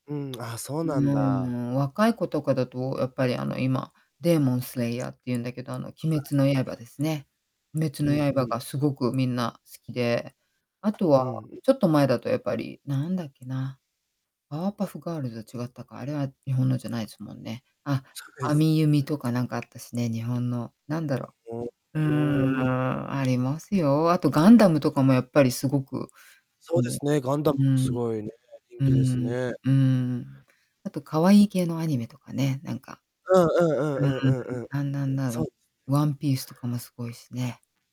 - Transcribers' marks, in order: unintelligible speech; static; unintelligible speech; other background noise; distorted speech
- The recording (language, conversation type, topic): Japanese, podcast, 漫画やアニメの魅力は何だと思いますか？